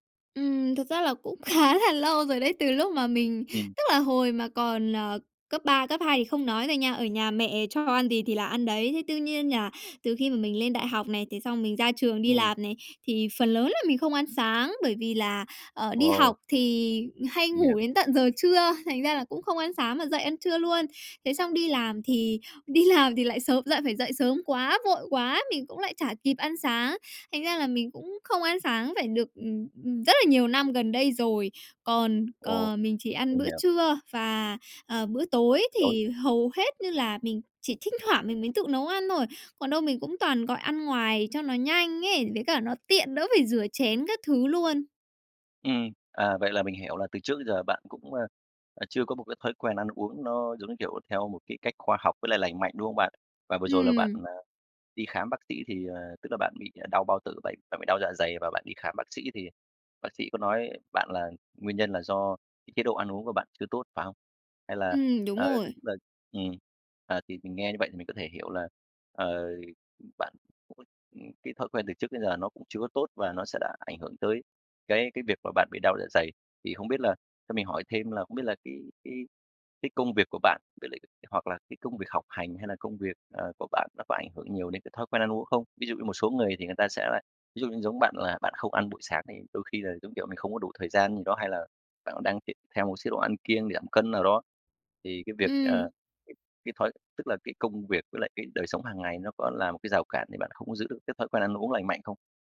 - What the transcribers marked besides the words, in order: laughing while speaking: "khá"; other background noise; laughing while speaking: "đi làm"; tapping; unintelligible speech
- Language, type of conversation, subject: Vietnamese, advice, Làm thế nào để duy trì thói quen ăn uống lành mạnh mỗi ngày?